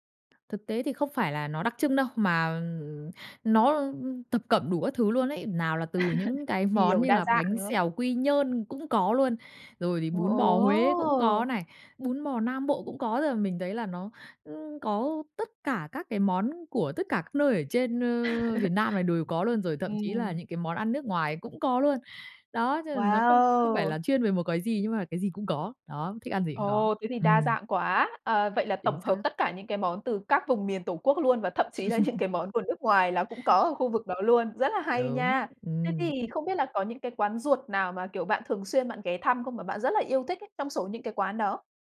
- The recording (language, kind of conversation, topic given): Vietnamese, podcast, Bạn nghĩ sao về thức ăn đường phố ở chỗ bạn?
- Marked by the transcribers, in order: tapping; chuckle; drawn out: "ồ!"; chuckle; laughing while speaking: "những"; chuckle; other background noise